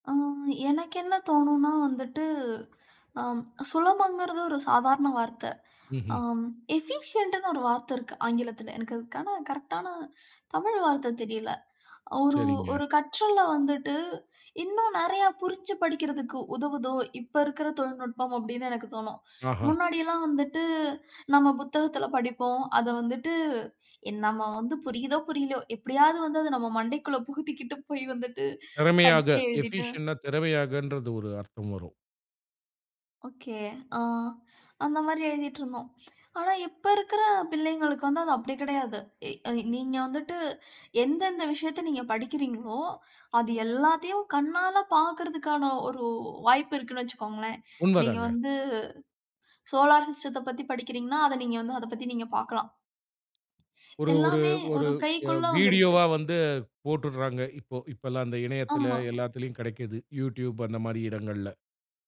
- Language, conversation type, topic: Tamil, podcast, கல்வியில் தொழில்நுட்பத்தை பயன்படுத்துவதன் நன்மைகள் என்ன?
- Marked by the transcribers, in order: in English: "எஃபிஷியன்ட்ன்னு"; laughing while speaking: "புகுத்திக்கிட்டு போய் வந்துட்டு"; in English: "எஃபிஷியன்ட்னா"; other noise; in English: "சோலார் சிஸ்டத்த"